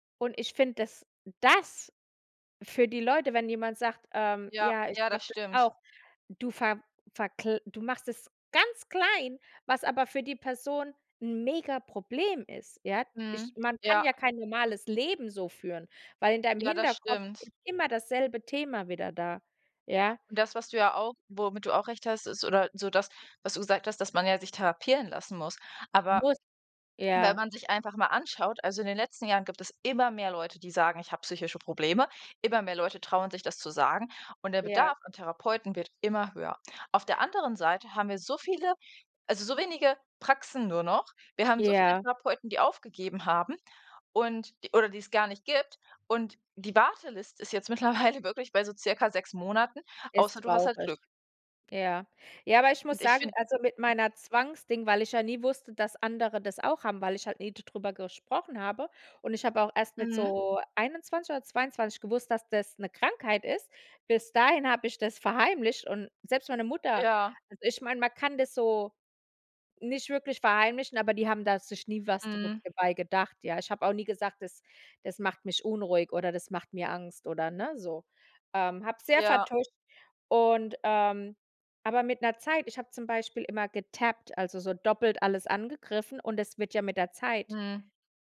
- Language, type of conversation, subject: German, unstructured, Was hältst du von der Stigmatisierung psychischer Erkrankungen?
- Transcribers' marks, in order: stressed: "das"; stressed: "ganz klein"; other background noise; laughing while speaking: "mittlerweile"; in English: "getappt"